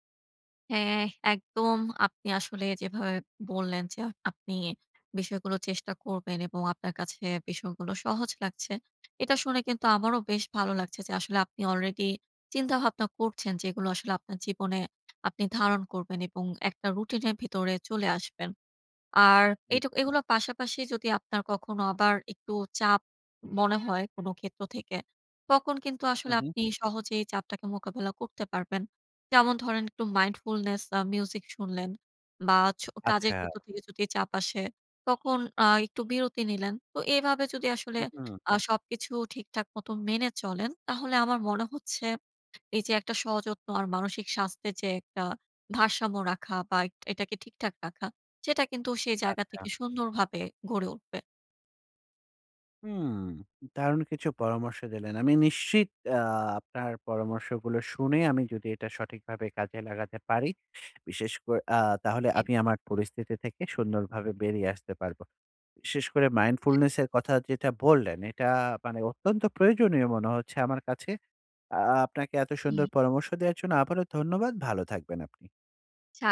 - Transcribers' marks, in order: horn; in English: "mindfulness"; in English: "mindfulness"
- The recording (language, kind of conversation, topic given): Bengali, advice, নতুন পরিবর্তনের সাথে মানিয়ে নিতে না পারলে মানসিক শান্তি ধরে রাখতে আমি কীভাবে স্বযত্ন করব?